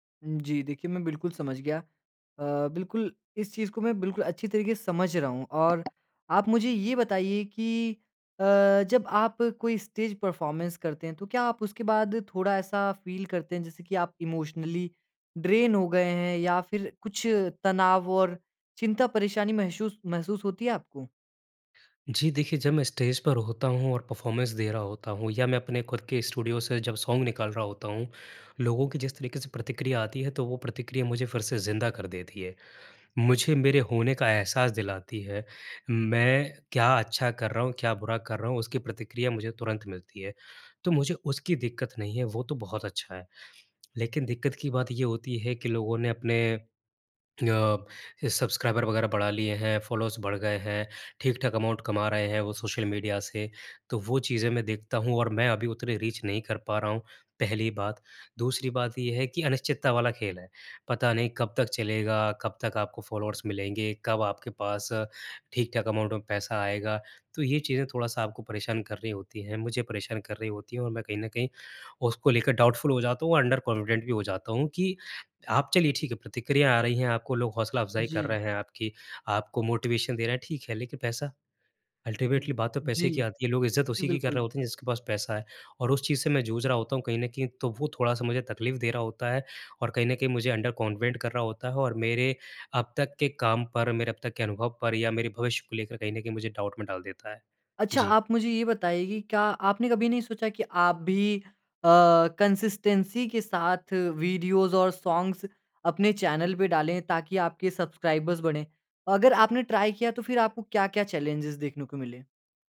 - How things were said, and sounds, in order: other background noise; in English: "स्टेज़ परफ़ॉर्मेंस"; in English: "फ़ील"; in English: "इमोशनली ड्रेन"; in English: "स्टेज़"; in English: "परफ़ॉर्मेंस"; in English: "स्टूडियो"; in English: "सॉन्ग"; in English: "सब्सक्राइबर"; in English: "फ़ॉलोअर्स"; in English: "अमाउंट"; in English: "रीच"; in English: "फ़ॉलोअर्स"; in English: "अमाउंट"; in English: "डाउटफ़ुल"; in English: "अंडर कॉन्फिडेंट"; in English: "मोटिवेशन"; in English: "अल्टीमेटली"; in English: "अंडर कॉन्वेंट"; in English: "डाउट"; in English: "कंसिस्टेंसी"; in English: "वीडियोज़"; in English: "सॉंग्स"; in English: "सब्सक्राइबर्स"; in English: "ट्राई"; in English: "चैलेंजेस"
- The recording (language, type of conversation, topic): Hindi, advice, अनिश्चित भविष्य के प्रति चिंता और बेचैनी